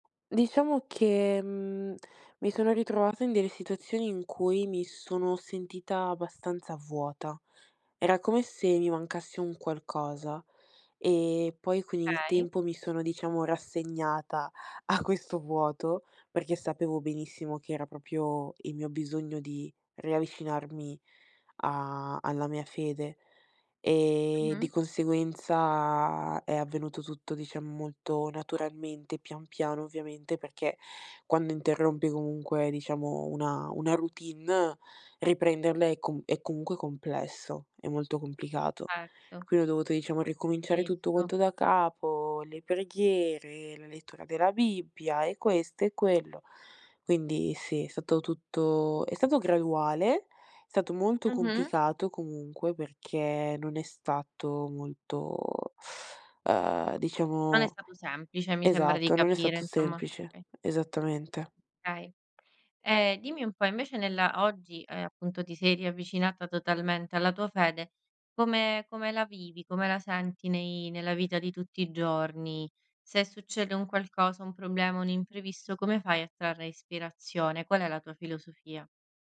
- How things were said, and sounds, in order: tapping; "Okay" said as "kay"; laughing while speaking: "a questo"; drawn out: "conseguenza"; "Okay" said as "kay"
- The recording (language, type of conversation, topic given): Italian, podcast, Dove trovi ispirazione nella vita di tutti i giorni?